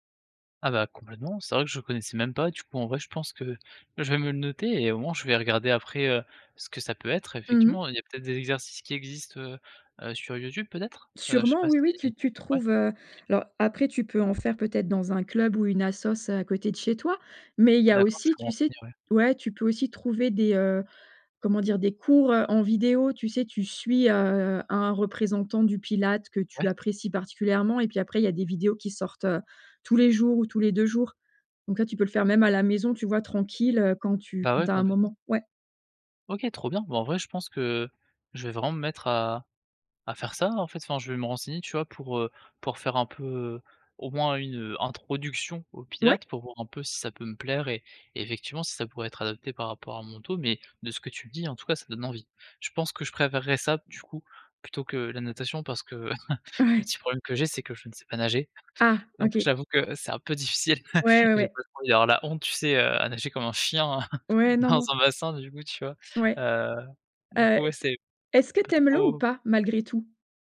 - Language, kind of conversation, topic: French, advice, Quelle activité est la plus adaptée à mon problème de santé ?
- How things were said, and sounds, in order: stressed: "introduction"; other background noise; laughing while speaking: "Ouais"; chuckle; tapping; chuckle